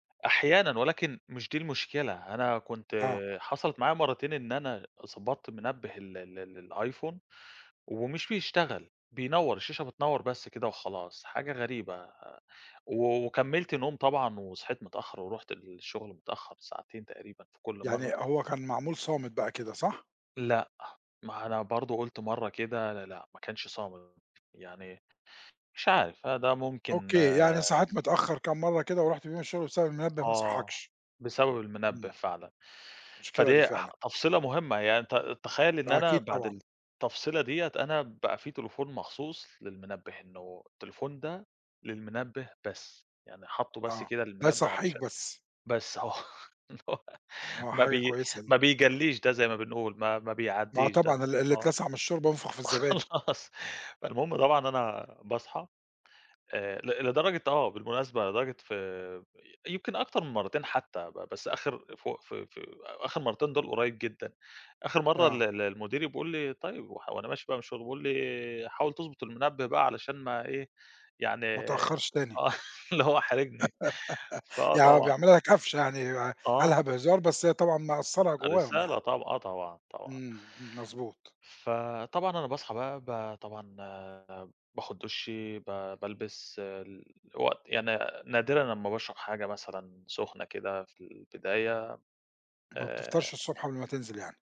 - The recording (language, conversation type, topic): Arabic, podcast, بتحكيلي عن يوم شغل عادي عندك؟
- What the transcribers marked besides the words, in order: laughing while speaking: "بس، آه"; laugh; laughing while speaking: "وخلاص"; laughing while speaking: "آه"; chuckle; laugh